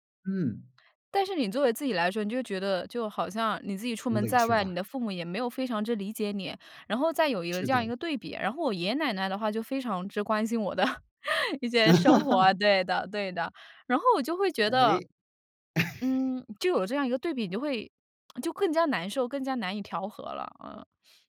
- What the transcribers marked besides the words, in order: other background noise; laugh; laughing while speaking: "我的一些生活。对的 对的"; chuckle; tsk
- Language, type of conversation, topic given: Chinese, podcast, 家庭里代沟很深时，怎样才能一步步拉近彼此的距离？